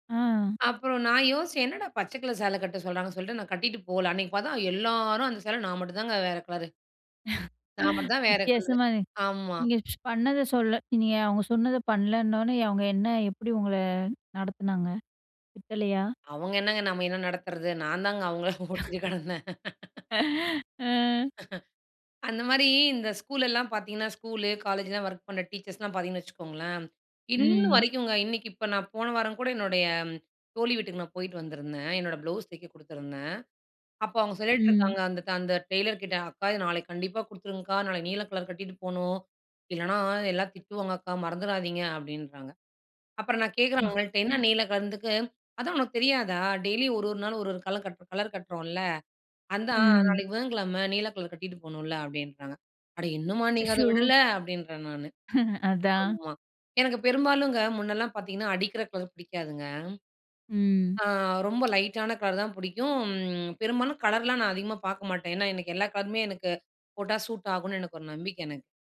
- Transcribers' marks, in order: laugh; laughing while speaking: "அவங்கள ஓட்டிகிட்டு கெடந்தேன்"; chuckle; laugh; in English: "ஒர்க்"; unintelligible speech; laugh; in English: "சூட்"
- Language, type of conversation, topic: Tamil, podcast, நிறங்கள் உங்கள் மனநிலையை எவ்வாறு பாதிக்கின்றன?